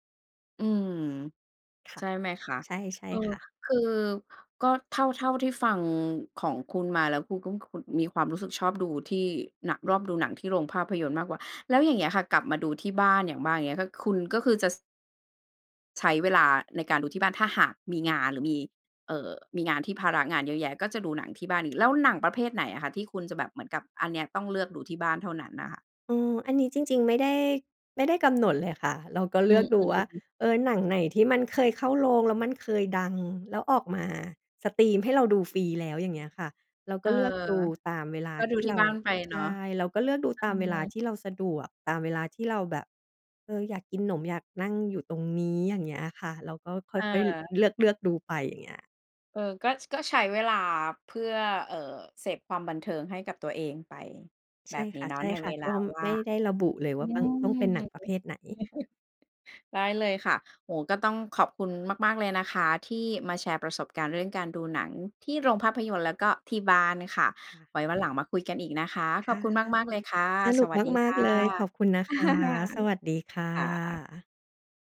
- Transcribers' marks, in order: chuckle; laugh
- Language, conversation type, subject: Thai, podcast, คุณคิดอย่างไรกับการดูหนังในโรงหนังเทียบกับการดูที่บ้าน?